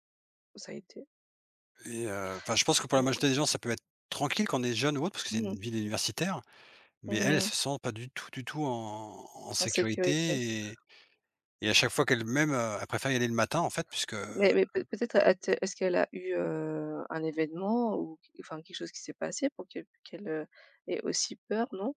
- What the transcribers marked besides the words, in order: drawn out: "en"
- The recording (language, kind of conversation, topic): French, unstructured, Qu’est-ce qui te fait te sentir chez toi dans un endroit ?
- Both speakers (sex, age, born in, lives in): female, 35-39, Thailand, France; male, 45-49, France, Portugal